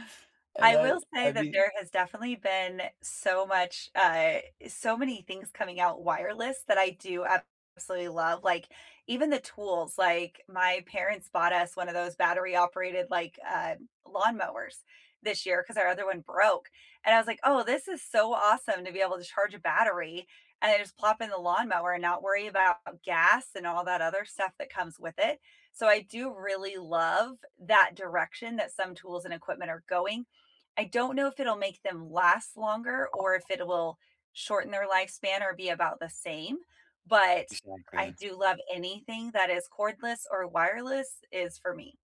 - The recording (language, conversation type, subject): English, unstructured, Have you ever gotten angry when equipment or tools didn’t work properly?
- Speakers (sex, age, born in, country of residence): female, 35-39, United States, United States; male, 18-19, United States, United States
- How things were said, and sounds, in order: other background noise